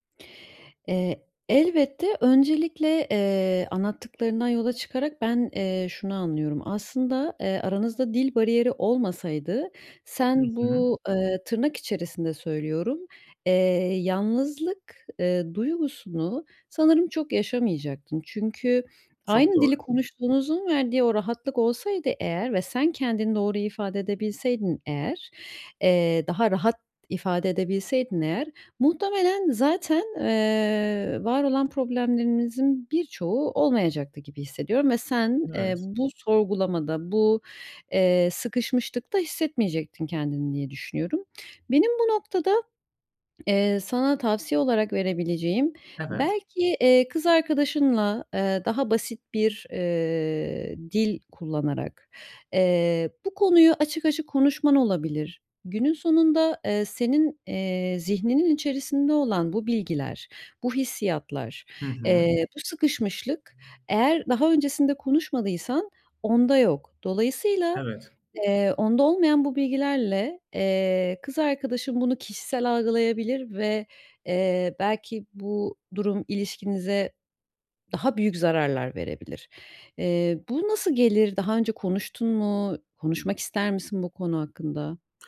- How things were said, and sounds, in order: tapping; other background noise
- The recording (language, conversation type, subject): Turkish, advice, Kendimi yaratıcı bir şekilde ifade etmekte neden zorlanıyorum?